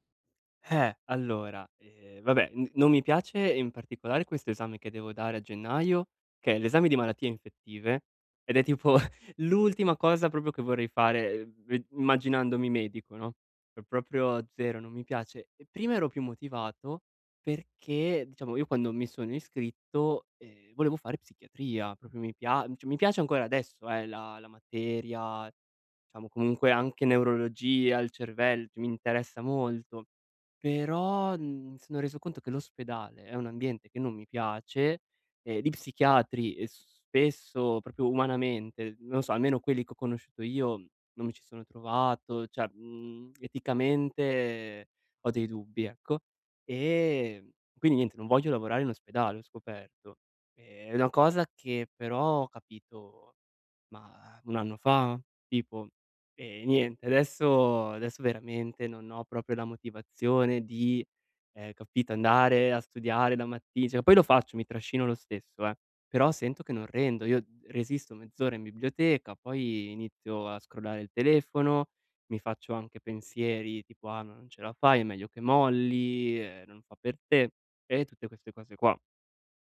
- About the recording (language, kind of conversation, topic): Italian, advice, Come posso mantenere un ritmo produttivo e restare motivato?
- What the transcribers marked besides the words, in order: laughing while speaking: "tipo"; "proprio" said as "propio"; "cioè" said as "ceh"; "diciamo" said as "ciamo"; "cioè" said as "ceh"; "cioè" said as "ceh"